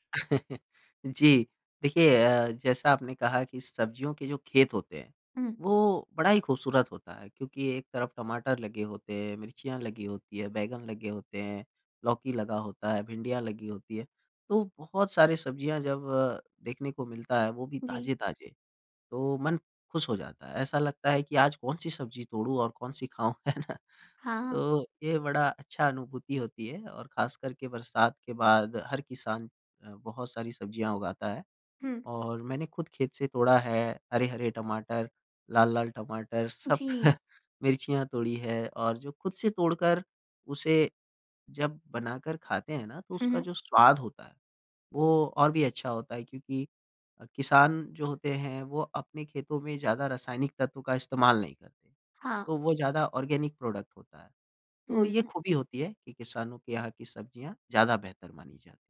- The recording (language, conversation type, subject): Hindi, podcast, क्या आपने कभी किसान से सीधे सब्ज़ियाँ खरीदी हैं, और आपका अनुभव कैसा रहा?
- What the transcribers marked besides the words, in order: chuckle; laughing while speaking: "है ना?"; chuckle; in English: "ऑर्गेनिक प्रोडक्ट"